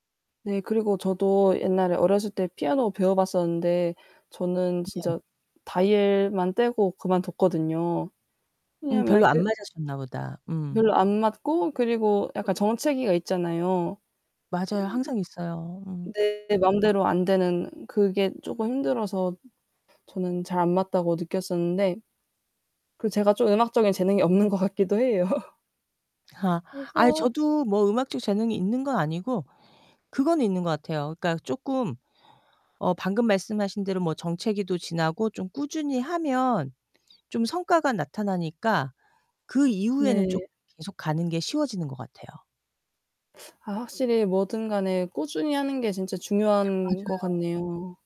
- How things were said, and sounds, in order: distorted speech; other background noise; other noise; laugh
- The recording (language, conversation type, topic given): Korean, unstructured, 취미를 시작하게 된 계기는 무엇인가요?